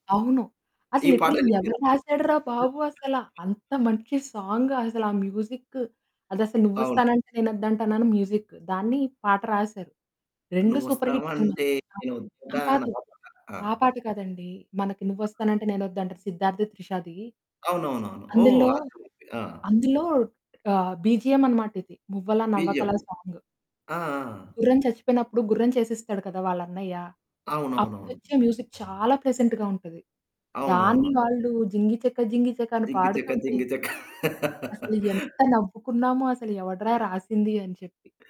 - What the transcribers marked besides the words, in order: static; tapping; in English: "లిట్రల్లీ"; laugh; singing: "నువ్వస్తావంటే నేను ఒద్దంటానా"; in English: "సూపర్ హిట్"; other background noise; distorted speech; in English: "బీజీఎం"; in English: "బీజీఎం"; in English: "మ్యూజిక్"; in English: "ప్లెజెంట్‌గా"; laugh
- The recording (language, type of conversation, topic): Telugu, podcast, సినిమా పాటల్లో నీకు అత్యంత ఇష్టమైన పాట ఏది?